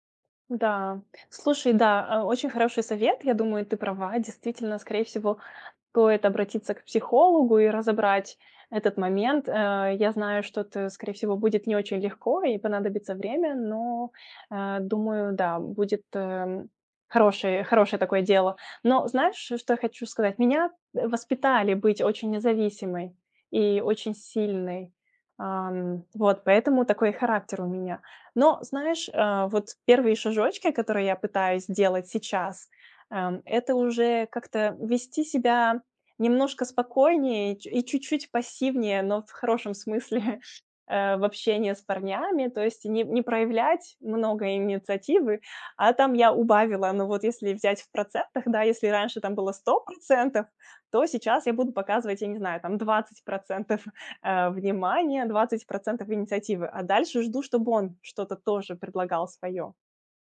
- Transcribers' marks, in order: chuckle; chuckle
- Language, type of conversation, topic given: Russian, advice, С чего начать, если я боюсь осваивать новый навык из-за возможной неудачи?